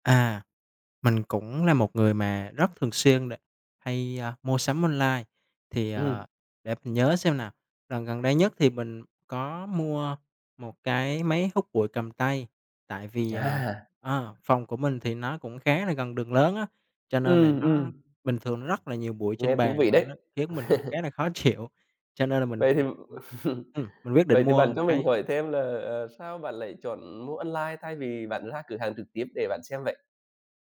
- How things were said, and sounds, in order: tapping; other background noise; chuckle; laughing while speaking: "chịu"; other noise; chuckle
- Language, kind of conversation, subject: Vietnamese, podcast, Trải nghiệm mua sắm trực tuyến gần đây của bạn như thế nào?